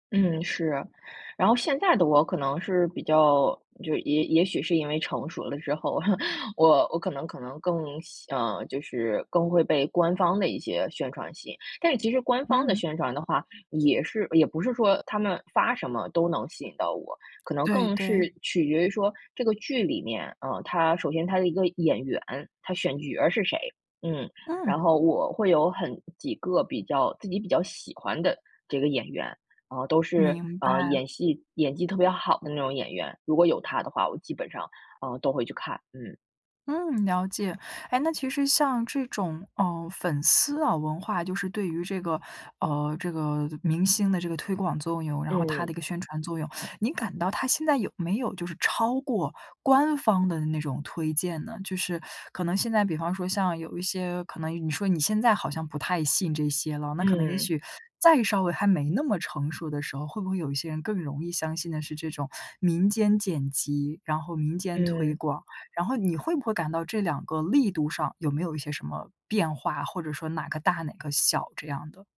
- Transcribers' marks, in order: laugh; other background noise; teeth sucking
- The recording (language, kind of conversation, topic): Chinese, podcast, 粉丝文化对剧集推广的影响有多大？